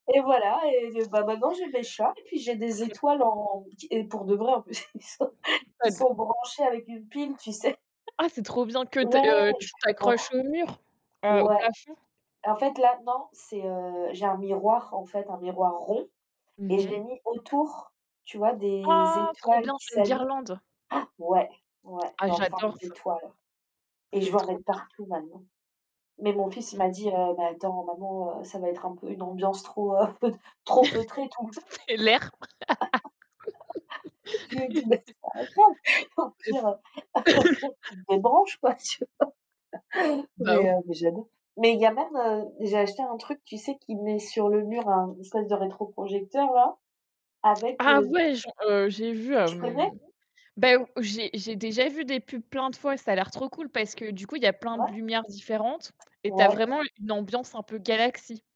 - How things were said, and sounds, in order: distorted speech; other background noise; laughing while speaking: "qui sont"; chuckle; unintelligible speech; stressed: "rond"; gasp; stressed: "j'adore"; laugh; chuckle; tapping; laugh; laughing while speaking: "Mais c'est pas grave, au … quoi Tu vois ?"; laugh; chuckle; cough
- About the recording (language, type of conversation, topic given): French, unstructured, Préférez-vous les soirées d’hiver au coin du feu ou les soirées d’été sous les étoiles ?